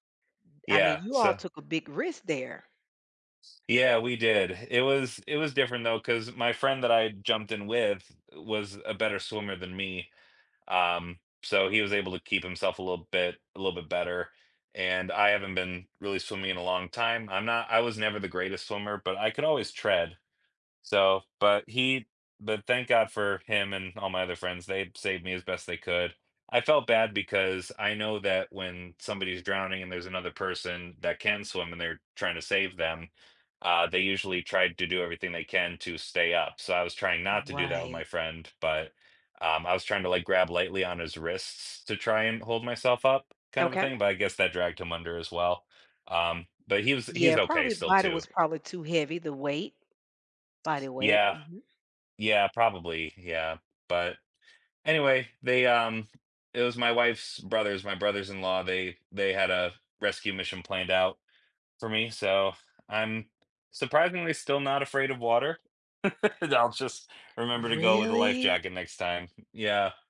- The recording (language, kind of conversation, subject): English, unstructured, How does spending time in nature affect your mood or perspective?
- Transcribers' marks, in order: laugh